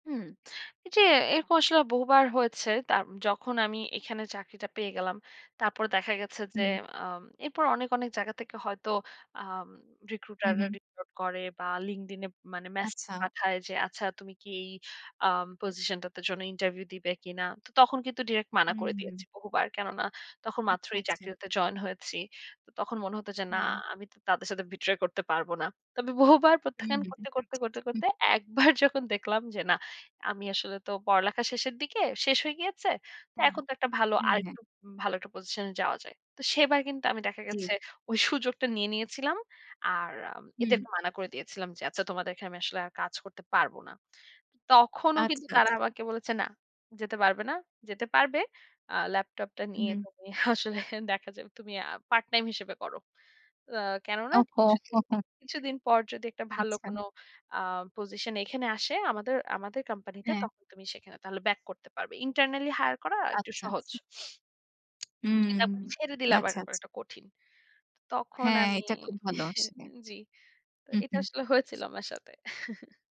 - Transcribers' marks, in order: in English: "recruiter"; in English: "recruit"; in English: "position"; in English: "betray"; laughing while speaking: "যখন"; other background noise; laughing while speaking: "আসলে দেখা"; "সাথে" said as "সাতে"; chuckle
- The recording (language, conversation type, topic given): Bengali, podcast, তুমি কি কখনো কোনো অনাকাঙ্ক্ষিত প্রত্যাখ্যান থেকে পরে বড় কোনো সুযোগ পেয়েছিলে?
- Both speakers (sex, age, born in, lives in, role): female, 25-29, Bangladesh, Bangladesh, host; female, 25-29, Bangladesh, United States, guest